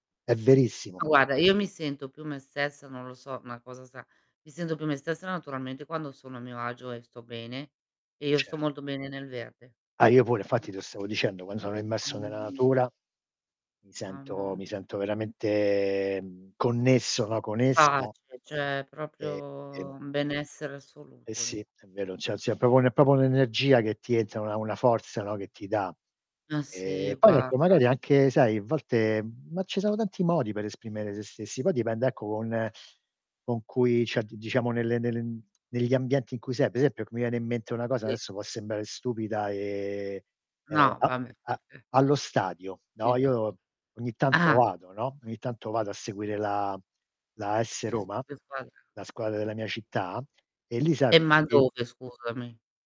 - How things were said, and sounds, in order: distorted speech; static; "sono" said as "ono"; tapping; "proprio" said as "propo"; "proprio" said as "propo"; unintelligible speech
- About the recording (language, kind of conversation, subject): Italian, unstructured, Quali cose ti fanno sentire davvero te stesso?